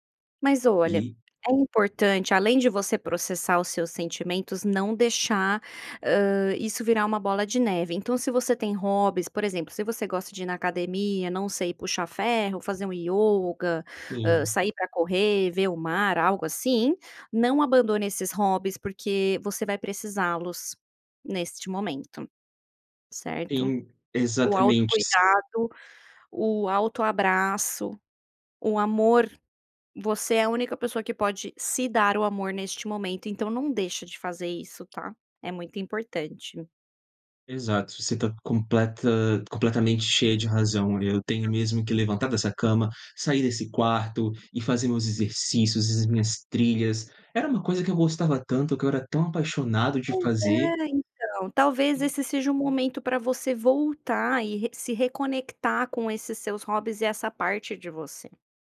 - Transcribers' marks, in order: other background noise; tapping
- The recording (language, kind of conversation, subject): Portuguese, advice, Como posso superar o fim recente do meu namoro e seguir em frente?